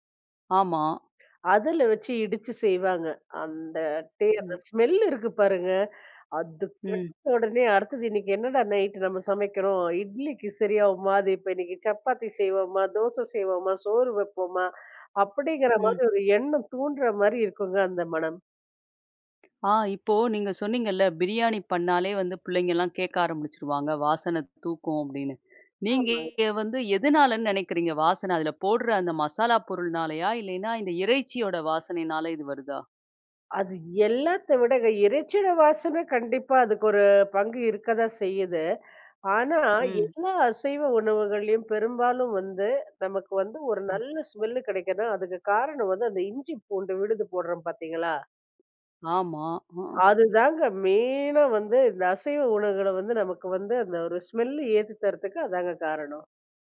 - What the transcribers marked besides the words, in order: inhale; inhale; inhale; other noise; other background noise; inhale; in English: "ஸ்மெல்லு"
- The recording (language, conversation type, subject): Tamil, podcast, உணவு சுடும் போது வரும் வாசனைக்கு தொடர்பான ஒரு நினைவை நீங்கள் பகிர முடியுமா?